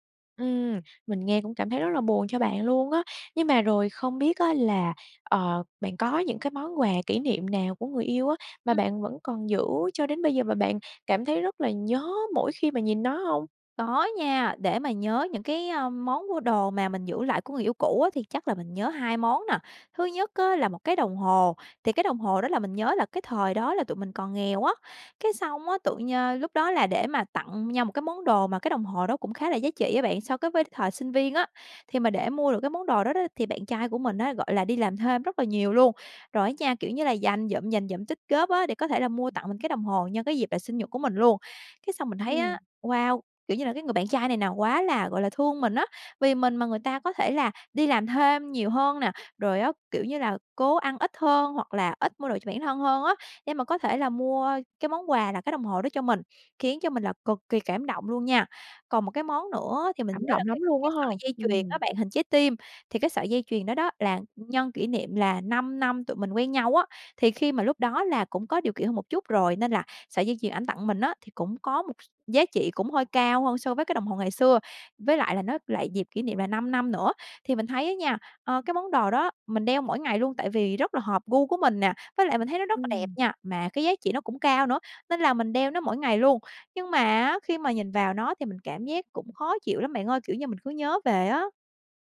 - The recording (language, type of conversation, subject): Vietnamese, advice, Làm sao để buông bỏ những kỷ vật của người yêu cũ khi tôi vẫn còn nhiều kỷ niệm?
- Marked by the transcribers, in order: tapping; other background noise; other noise